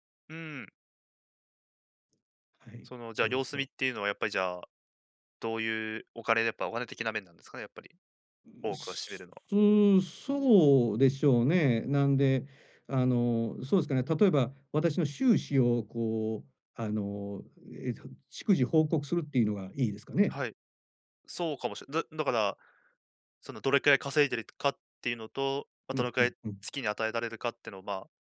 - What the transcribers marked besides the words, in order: tapping
- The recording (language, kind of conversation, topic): Japanese, advice, 家族の期待と自分の目標の折り合いをどうつければいいですか？